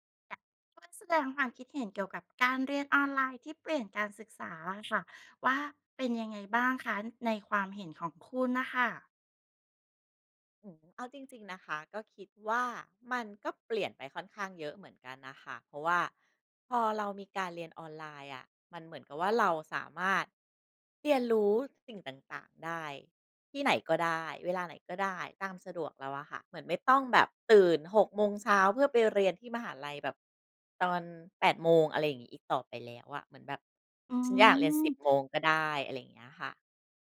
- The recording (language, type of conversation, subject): Thai, podcast, การเรียนออนไลน์เปลี่ยนแปลงการศึกษาอย่างไรในมุมมองของคุณ?
- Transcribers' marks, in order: none